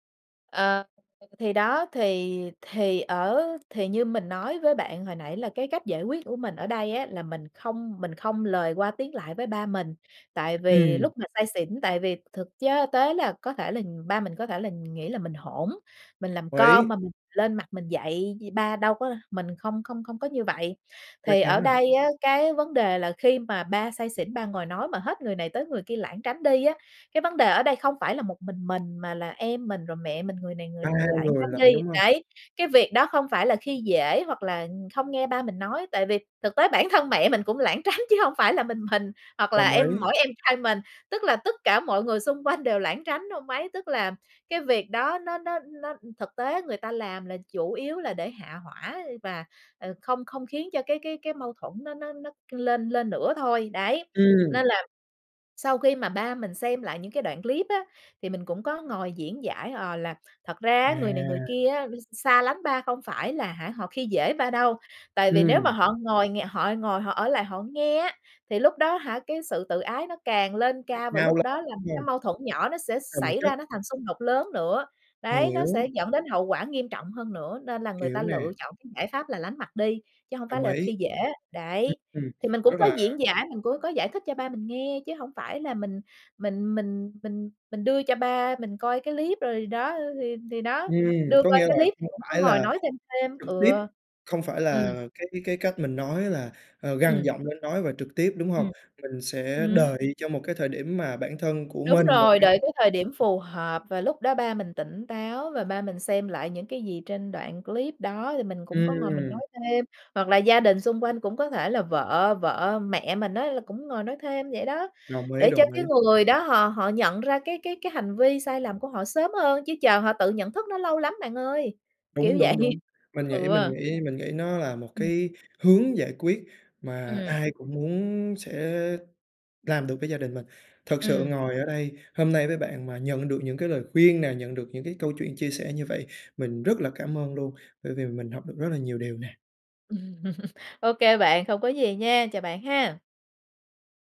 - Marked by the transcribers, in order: other background noise; tapping; laughing while speaking: "tránh"; laughing while speaking: "mình"; unintelligible speech; unintelligible speech; background speech; laughing while speaking: "vậy"; chuckle
- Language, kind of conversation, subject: Vietnamese, podcast, Gia đình bạn thường giải quyết mâu thuẫn ra sao?